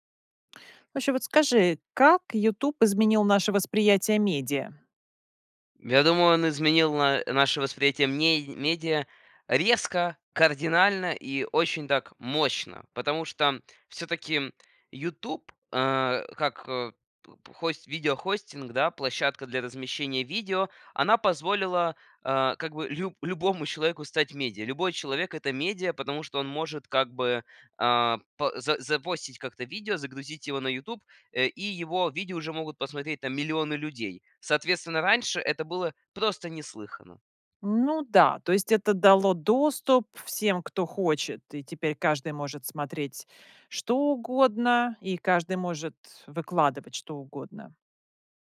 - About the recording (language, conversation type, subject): Russian, podcast, Как YouTube изменил наше восприятие медиа?
- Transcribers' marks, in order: none